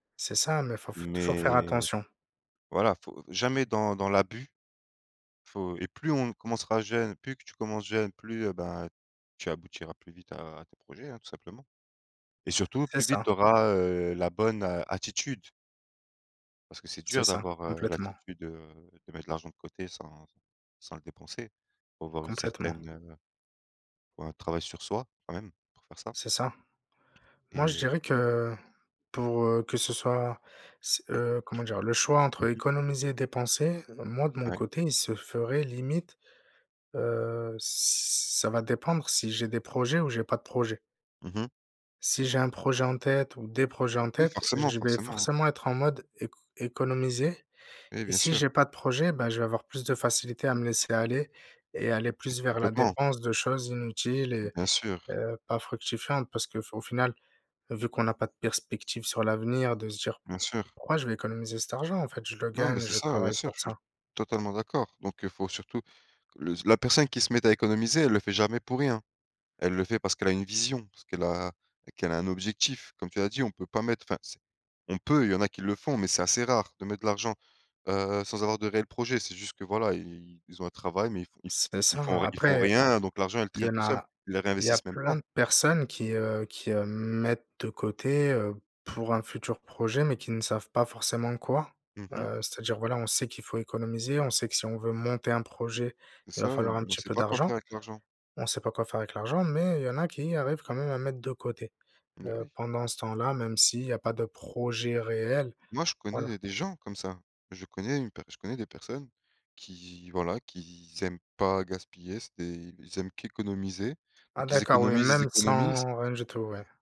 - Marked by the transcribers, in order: other background noise; tapping; stressed: "des"; stressed: "monter"; stressed: "projet"
- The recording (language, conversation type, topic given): French, unstructured, Comment décidez-vous quand dépenser ou économiser ?